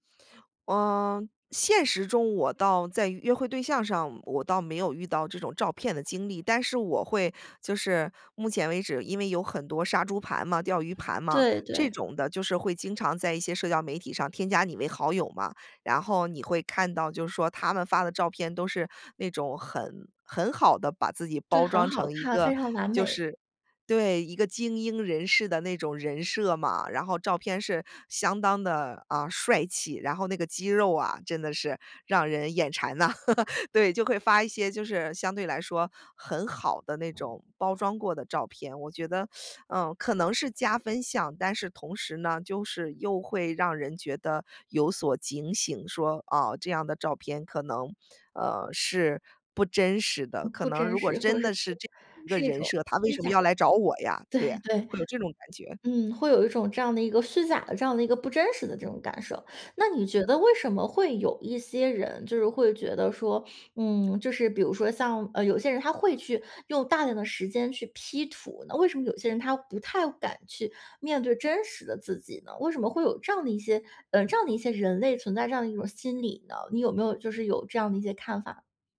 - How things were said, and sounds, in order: laugh; other background noise; teeth sucking; laughing while speaking: "对，对"; other noise
- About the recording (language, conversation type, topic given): Chinese, podcast, 你如何平衡網路照片的美化與自己真實的樣貌？